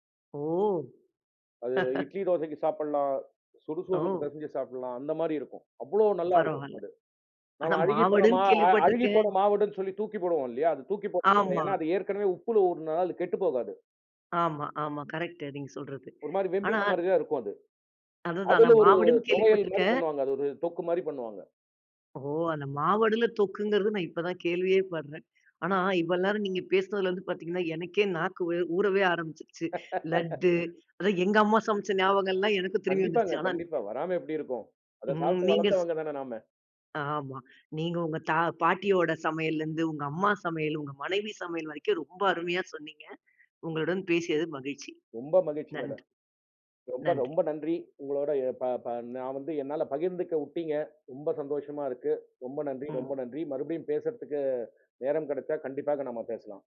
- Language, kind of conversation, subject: Tamil, podcast, பாரம்பரிய உணவுகளைப் பற்றிய உங்கள் நினைவுகளைப் பகிரலாமா?
- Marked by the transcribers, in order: drawn out: "ஓ!"; laugh; unintelligible speech; in English: "கரெக்ட்"; laugh; in English: "மேடம்"; other background noise